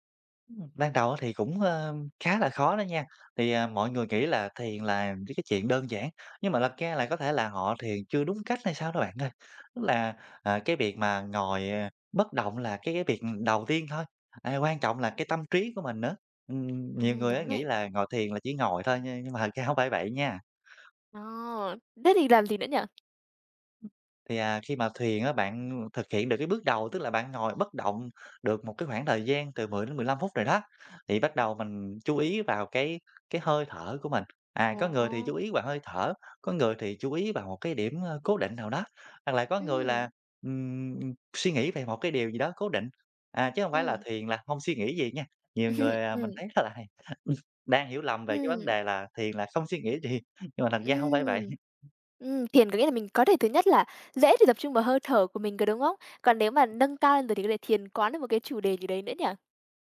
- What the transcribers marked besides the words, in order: other background noise; tapping; chuckle; laughing while speaking: "rất là hay"; laughing while speaking: "gì"; chuckle
- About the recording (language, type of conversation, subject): Vietnamese, podcast, Thiền giúp bạn quản lý căng thẳng như thế nào?